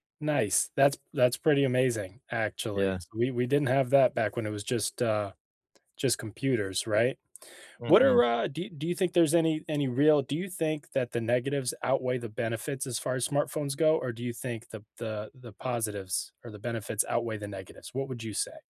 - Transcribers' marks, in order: other background noise; tapping
- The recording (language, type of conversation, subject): English, unstructured, How do smartphones affect our daily lives?
- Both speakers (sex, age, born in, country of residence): male, 25-29, United States, United States; male, 50-54, United States, United States